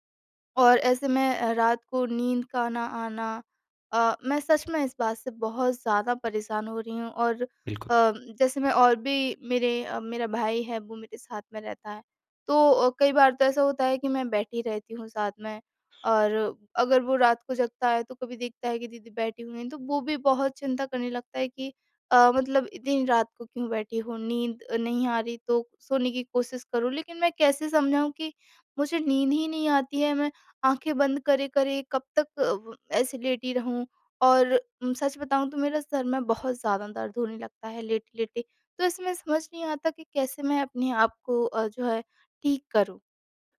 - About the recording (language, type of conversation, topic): Hindi, advice, रात को चिंता के कारण नींद न आना और बेचैनी
- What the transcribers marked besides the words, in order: none